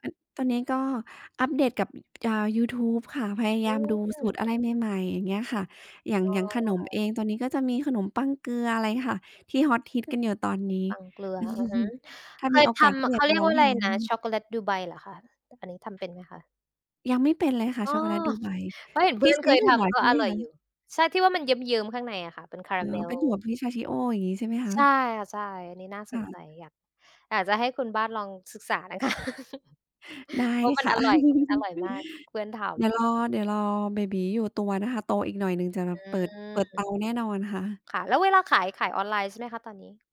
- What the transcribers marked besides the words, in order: other background noise; chuckle; laughing while speaking: "คะ"; chuckle
- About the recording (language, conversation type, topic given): Thai, unstructured, เคยกังวลไหมว่าความสามารถของตัวเองจะล้าสมัย?